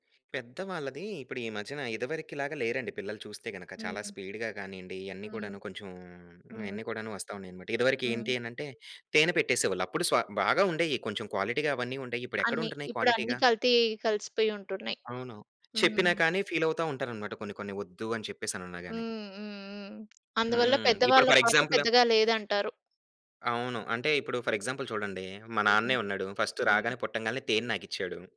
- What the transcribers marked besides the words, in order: in English: "స్పీడ్‌గా"; in English: "క్వాలిటీగా"; in English: "క్వాలిటీగా?"; in English: "ఫీల్"; tapping; in English: "ఫోర్ ఎగ్జాంపుల్"; other background noise; in English: "ఫోర్ ఎగ్జాంపుల్"; in English: "ఫస్ట్"
- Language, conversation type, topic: Telugu, podcast, మొదటి బిడ్డ పుట్టే సమయంలో మీ అనుభవం ఎలా ఉండేది?